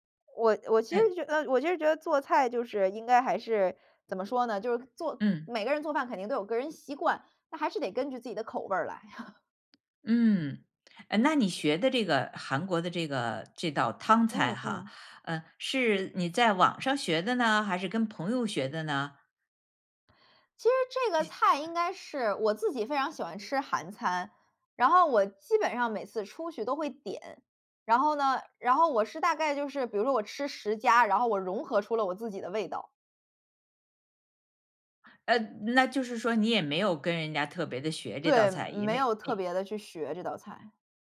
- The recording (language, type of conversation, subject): Chinese, podcast, 你平时做饭有哪些习惯？
- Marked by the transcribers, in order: laugh; other noise